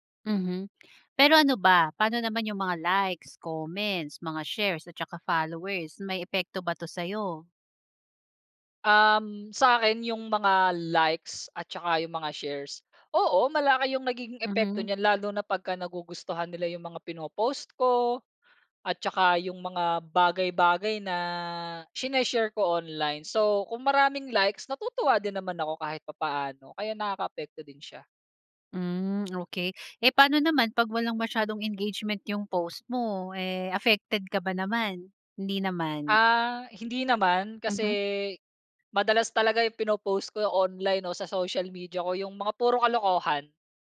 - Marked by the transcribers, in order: none
- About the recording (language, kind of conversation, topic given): Filipino, podcast, Paano nakaaapekto ang midyang panlipunan sa paraan ng pagpapakita mo ng sarili?